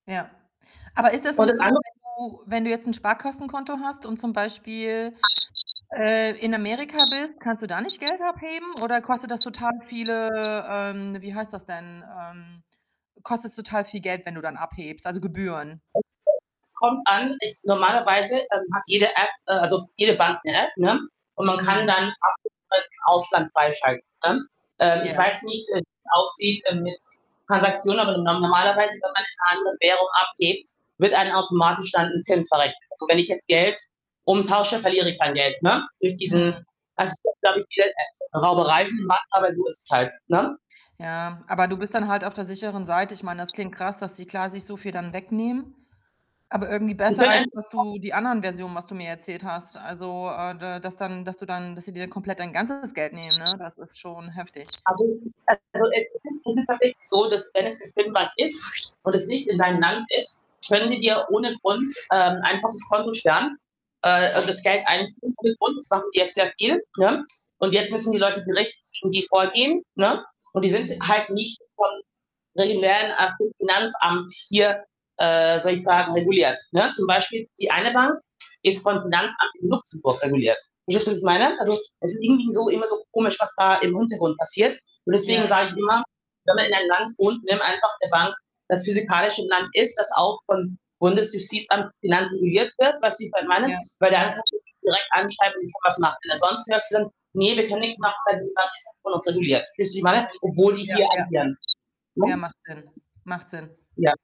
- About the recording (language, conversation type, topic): German, advice, Wie kann ich eine gute Übersicht über meine Konten bekommen und das Sparen automatisch einrichten?
- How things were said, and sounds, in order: tapping; unintelligible speech; distorted speech; other background noise; unintelligible speech; unintelligible speech; unintelligible speech; unintelligible speech; unintelligible speech; unintelligible speech; unintelligible speech; unintelligible speech; unintelligible speech